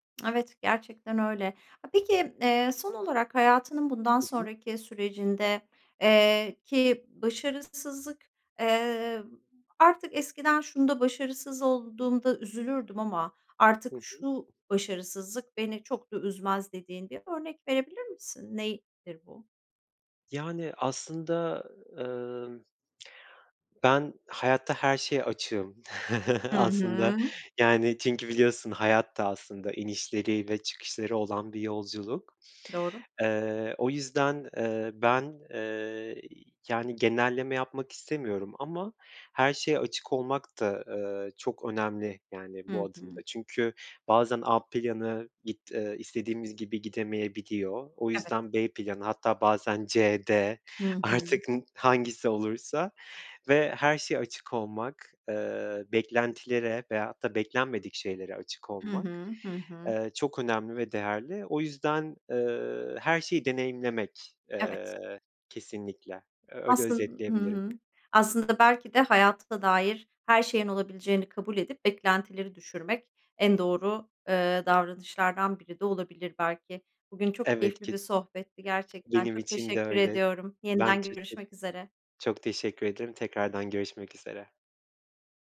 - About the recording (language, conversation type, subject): Turkish, podcast, Başarısızlıkla karşılaştığında ne yaparsın?
- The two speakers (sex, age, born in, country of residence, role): female, 45-49, Turkey, Netherlands, host; male, 30-34, Turkey, Poland, guest
- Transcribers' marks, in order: other background noise; tapping; chuckle; laughing while speaking: "artık hangisi olursa"